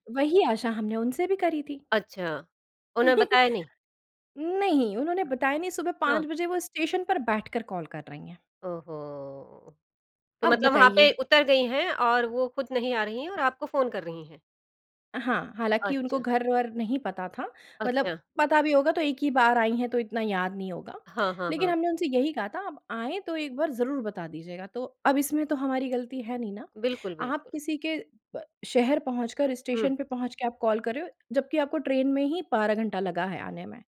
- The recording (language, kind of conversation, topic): Hindi, podcast, रिश्तों से आपने क्या सबसे बड़ी बात सीखी?
- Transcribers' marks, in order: chuckle; other background noise